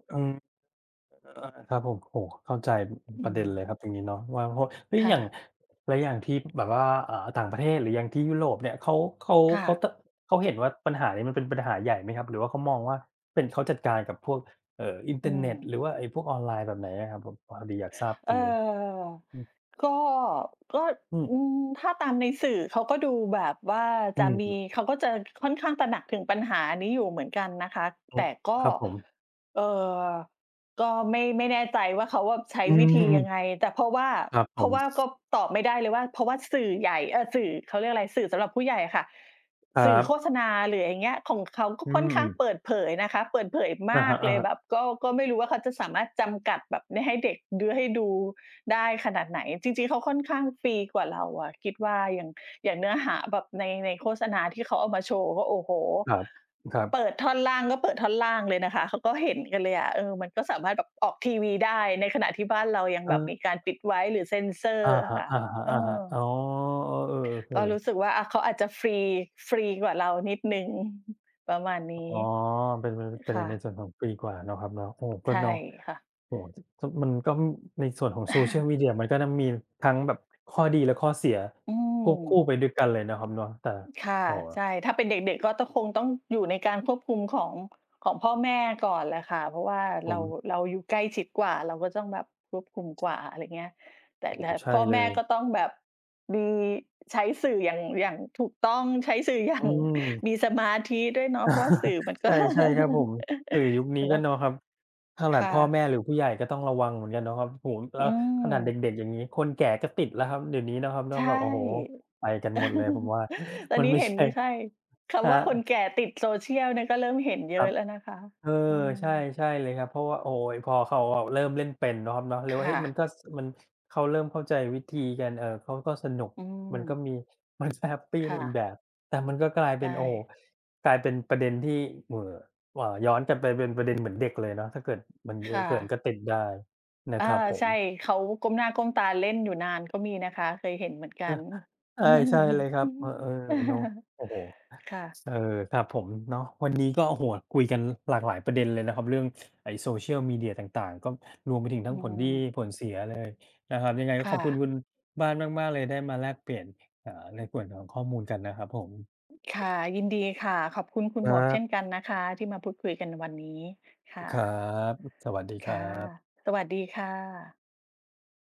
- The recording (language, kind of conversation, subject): Thai, unstructured, คุณคิดว่าการใช้สื่อสังคมออนไลน์มากเกินไปทำให้เสียสมาธิไหม?
- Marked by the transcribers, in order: other noise; tapping; other background noise; chuckle; chuckle; laughing while speaking: "อย่าง"; chuckle; laughing while speaking: "ก็"; laugh; chuckle; laughing while speaking: "ไม่ใช่"; chuckle; chuckle